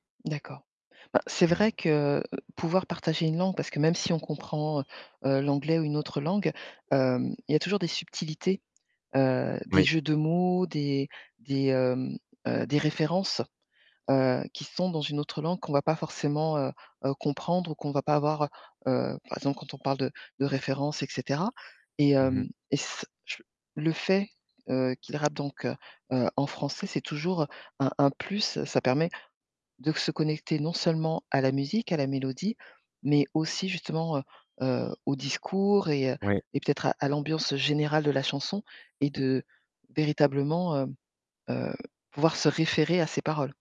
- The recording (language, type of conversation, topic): French, podcast, Quelle découverte musicale t’a surprise récemment ?
- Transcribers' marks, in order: distorted speech; alarm